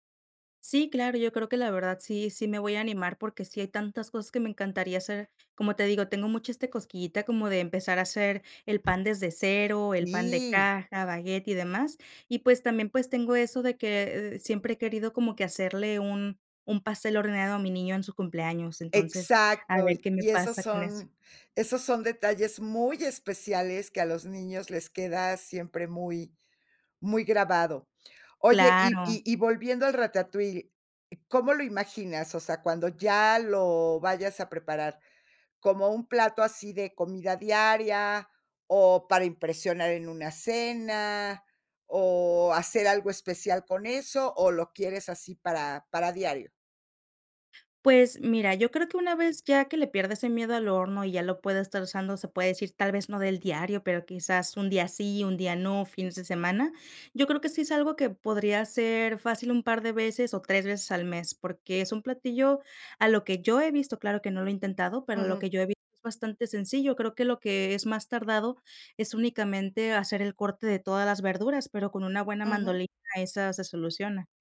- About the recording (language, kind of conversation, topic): Spanish, podcast, ¿Qué plato te gustaría aprender a preparar ahora?
- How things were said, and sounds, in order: other background noise